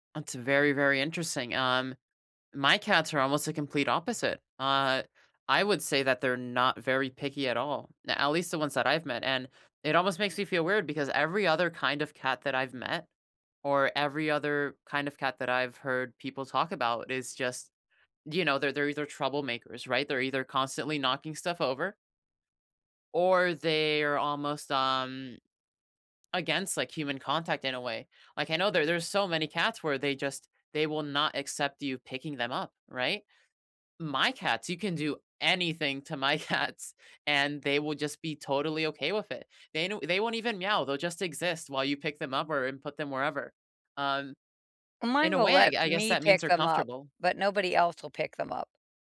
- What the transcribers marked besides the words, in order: stressed: "anything"; laughing while speaking: "cats"
- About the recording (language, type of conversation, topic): English, unstructured, How do you recharge when you need a reset, and how can we support each other?
- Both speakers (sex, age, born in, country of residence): female, 45-49, United States, United States; male, 20-24, United States, United States